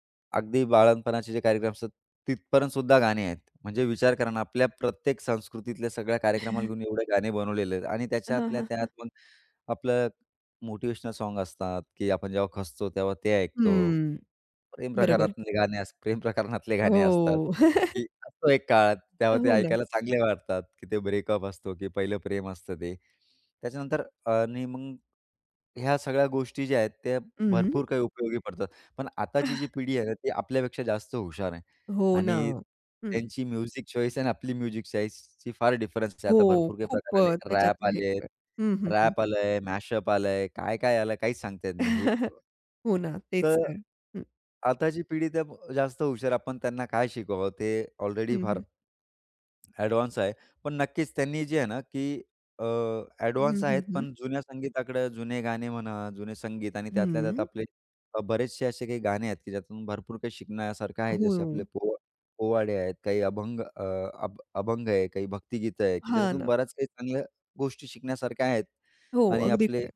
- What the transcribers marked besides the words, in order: other background noise; chuckle; in English: "ब्रेकअप"; chuckle; in English: "म्युझिक चॉईस"; in English: "म्युझिक चॉईसची"; in English: "रॅप"; in English: "रॅप"; in English: "मॅशअप"; chuckle; unintelligible speech
- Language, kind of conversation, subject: Marathi, podcast, ज्याने तुम्हाला संगीताकडे ओढले, त्याचा तुमच्यावर नेमका काय प्रभाव पडला?